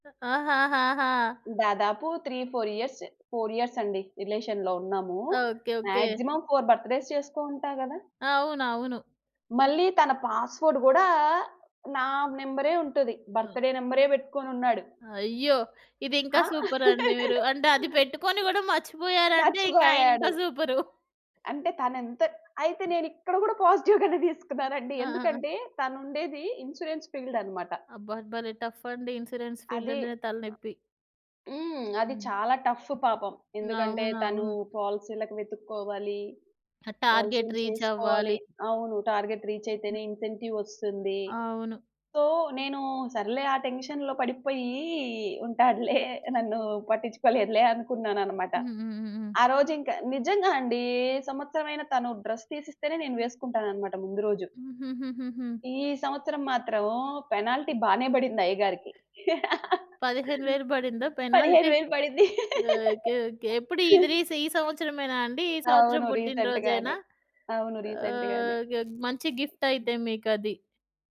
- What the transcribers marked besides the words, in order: in English: "త్రీ ఫోర్ ఇయర్స్, ఫోర్ ఇయర్స్"; in English: "రిలేషన్‌లో"; in English: "మాక్సిమం ఫోర్ బర్త్ డేస్"; in English: "పాస్‌వర్డ్"; in English: "బర్త్ డే"; in English: "సూపర్ అండి"; laugh; laughing while speaking: "నేనిక్కడ గూడా పాజిటివ్ గానే దీసుకున్నానండి"; in English: "పాజిటివ్"; other background noise; in English: "ఇన్స్యూరెన్స్ ఫీల్డ్"; in English: "టఫ్"; in English: "ఇన్స్‌రెన్స్ ఫీల్డ్"; tapping; in English: "టఫ్"; in English: "పాలిసీలకి"; in English: "టార్గెట్ రీచ్"; in English: "టార్గెట్ రీచ్"; in English: "ఇన్సెంటివ్"; in English: "సో"; in English: "టెన్షన్‌లో"; in English: "డ్రెస్"; in English: "పెనాల్టీ"; laugh; laugh; in English: "రీసెంట్‌గానే"; in English: "రీసెంట్‌గానే"; in English: "గిఫ్ట్"
- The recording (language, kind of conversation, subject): Telugu, podcast, బ్యాగ్ పోవడం కంటే ఎక్కువ భయంకరమైన అనుభవం నీకు ఎప్పుడైనా ఎదురైందా?